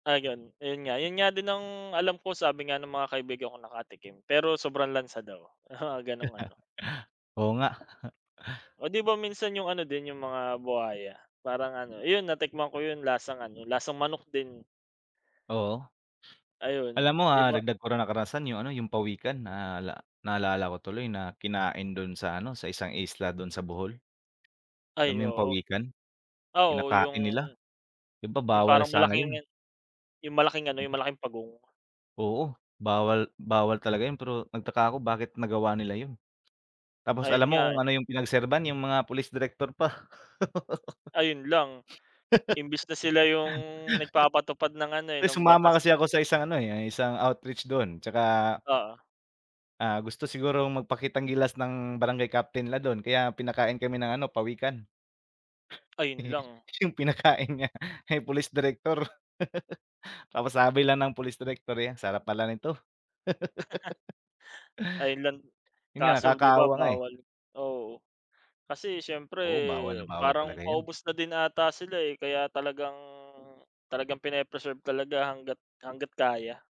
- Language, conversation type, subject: Filipino, unstructured, Paano mo ilalarawan ang epekto ng pagkawala ng mga hayop sa kagubatan?
- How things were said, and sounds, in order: chuckle; chuckle; tapping; laugh; laughing while speaking: "Eh, yung pinakain niya, eh, police director"; laugh; laugh